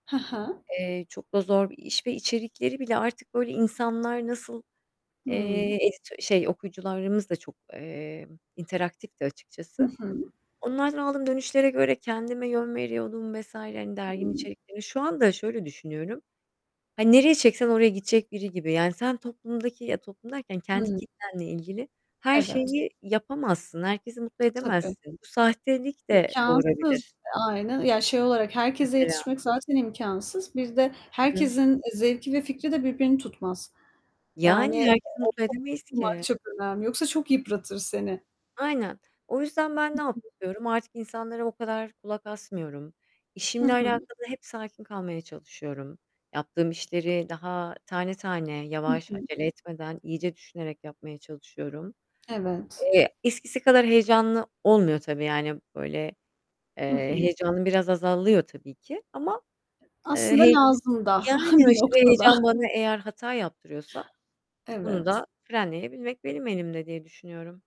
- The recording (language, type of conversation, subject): Turkish, unstructured, Kendini en çok hangi özelliklerinle tanımlarsın?
- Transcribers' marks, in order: other background noise; distorted speech; static; tapping; unintelligible speech; giggle